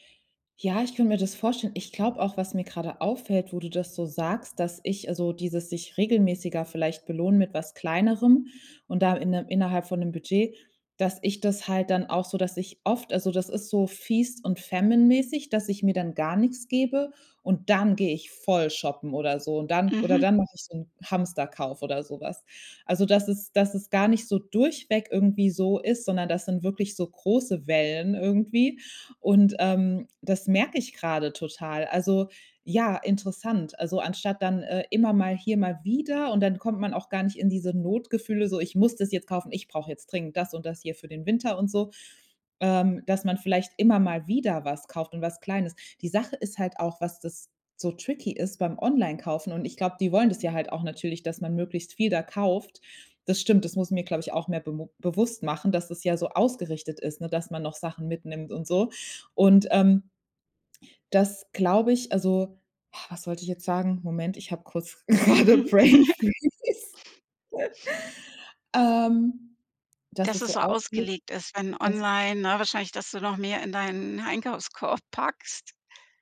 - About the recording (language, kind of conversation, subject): German, advice, Wie kann ich es schaffen, konsequent Geld zu sparen und mein Budget einzuhalten?
- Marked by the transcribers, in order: in English: "Feast"; in English: "Famine"; stressed: "voll"; surprised: "Und, ähm, das merk ich grade total. Also ja, interessant"; sigh; laugh; laughing while speaking: "gerade gebrainfreeze"; in English: "gebrainfreeze"; laugh